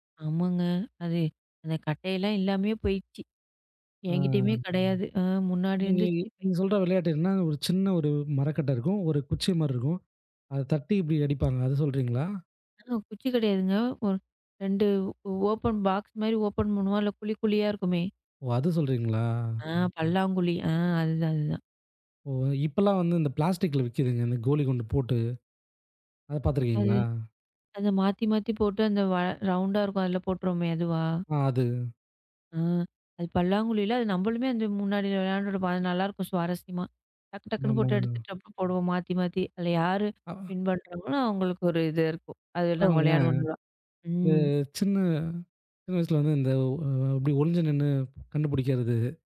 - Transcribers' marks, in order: drawn out: "ஆமாங்க"; drawn out: "ஆ"; unintelligible speech; drawn out: "சொல்றீங்களா?"; drawn out: "பார்த்திருக்கீங்களா?"; drawn out: "ஆமா"; drawn out: "ம்"
- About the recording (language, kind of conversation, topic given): Tamil, podcast, சின்ன வயதில் விளையாடிய நினைவுகளைப் பற்றி சொல்லுங்க?